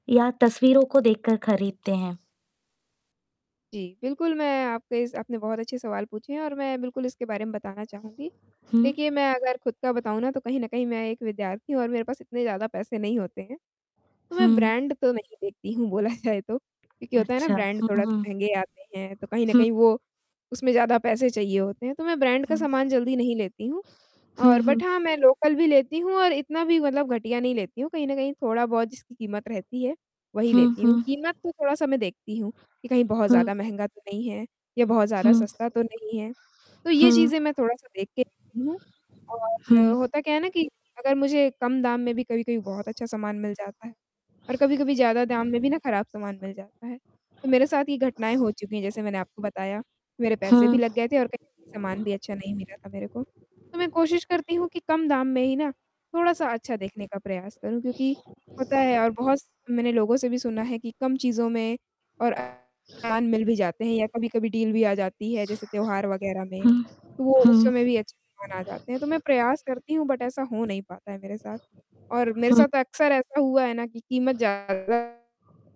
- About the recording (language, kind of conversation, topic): Hindi, advice, ऑनलाइन खरीदारी करते समय असली गुणवत्ता और अच्छी डील की पहचान कैसे करूँ?
- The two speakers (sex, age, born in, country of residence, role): female, 20-24, India, India, user; female, 25-29, India, India, advisor
- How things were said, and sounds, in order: distorted speech; tapping; horn; laughing while speaking: "बोला जाए"; in English: "बट"; in English: "लोकल"; other street noise; static; mechanical hum; in English: "डील"; in English: "बट"; other background noise